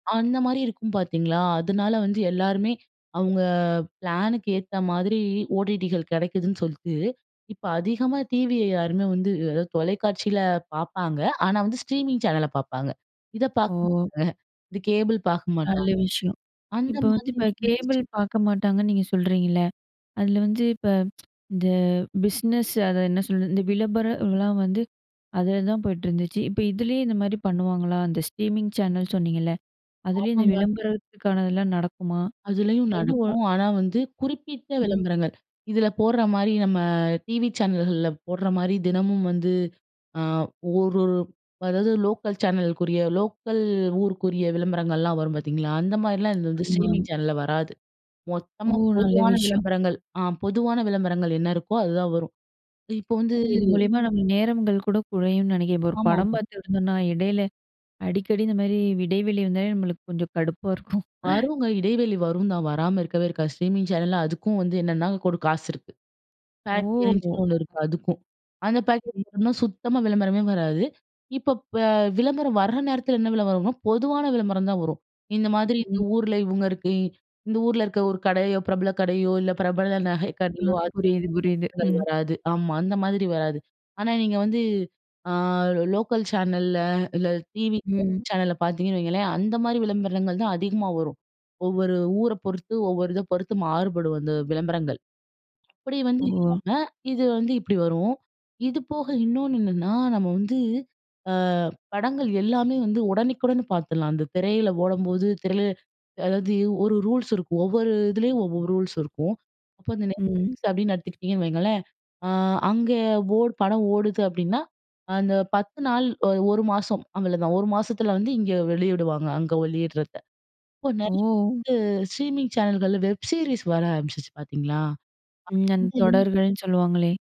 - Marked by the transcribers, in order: in English: "பிளானுக்கு"; in English: "ஸ்ட்ரீமிங்"; chuckle; other noise; tsk; in English: "ஸ்ட்ரீமிங்"; in English: "ஸ்ட்ரீமிங்"; chuckle; in English: "ஸ்ட்ரீமிங்"; "கொரு" said as "கொடு"; in English: "பேக்கேஜ்ன்னு"; unintelligible speech; unintelligible speech; in English: "ரூல்ஸ்"; in English: "ரூல்ஸ்"; in English: "ஸ்ட்ரீமிங்"; in English: "வெப் சீரிஸ்"
- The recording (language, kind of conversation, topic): Tamil, podcast, ஸ்ட்ரீமிங் சேவைகள் தொலைக்காட்சியை எப்படி மாற்றியுள்ளன?